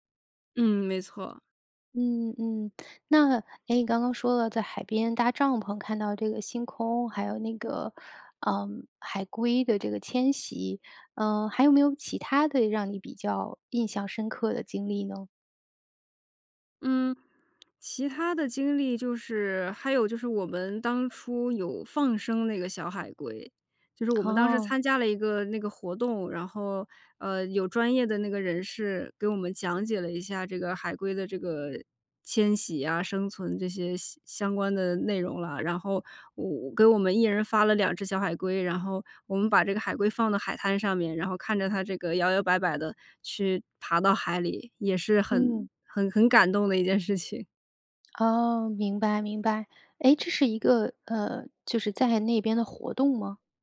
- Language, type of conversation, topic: Chinese, podcast, 大自然曾经教会过你哪些重要的人生道理？
- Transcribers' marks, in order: other background noise; laughing while speaking: "一件事情"